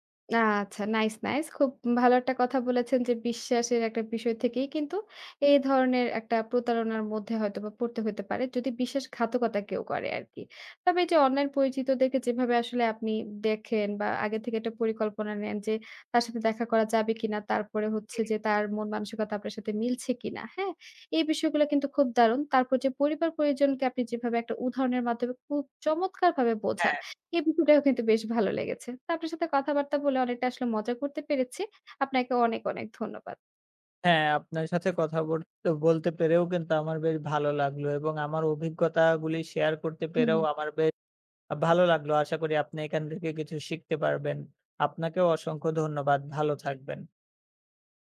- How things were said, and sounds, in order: tapping; other background noise; unintelligible speech
- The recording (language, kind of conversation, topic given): Bengali, podcast, অনলাইনে পরিচয়ের মানুষকে আপনি কীভাবে বাস্তবে সরাসরি দেখা করার পর্যায়ে আনেন?